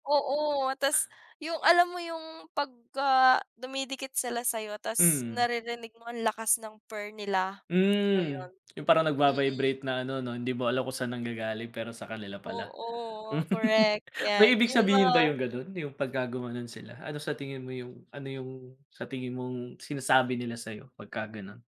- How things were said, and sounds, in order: other background noise; tapping; laugh
- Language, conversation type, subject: Filipino, unstructured, Ano ang pinaka-masayang karanasan mo kasama ang iyong alaga?
- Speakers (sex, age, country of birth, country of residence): female, 25-29, Philippines, Philippines; male, 30-34, Philippines, Philippines